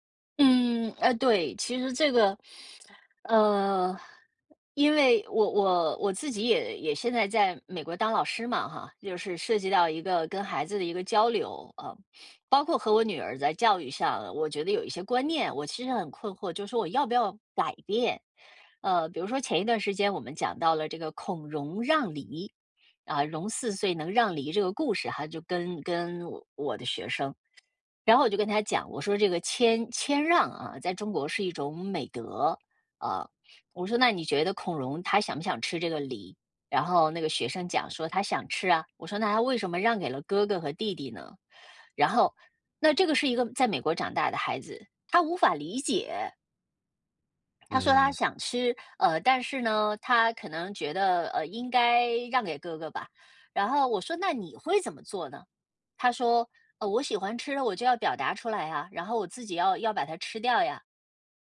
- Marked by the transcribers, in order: other background noise; sniff; sniff; teeth sucking; swallow
- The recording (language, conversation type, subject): Chinese, advice, 我该如何调整期待，并在新环境中重建日常生活？